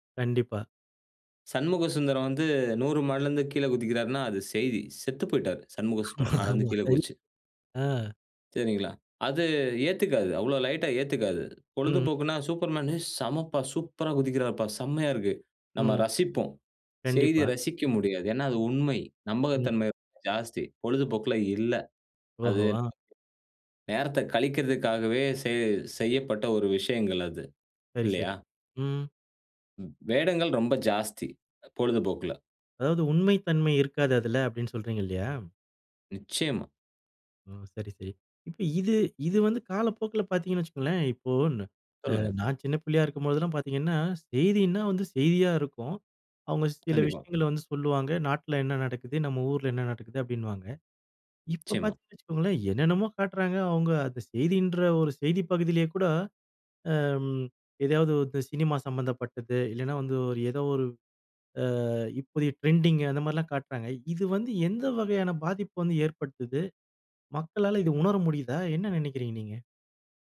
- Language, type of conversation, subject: Tamil, podcast, செய்திகளும் பொழுதுபோக்கும் ஒன்றாக கலந்தால் அது நமக்கு நல்லதா?
- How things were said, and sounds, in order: laughing while speaking: "ஆமா, ஆமா, சரி, அ"; other background noise; other noise; in English: "ட்ரெண்டிங்"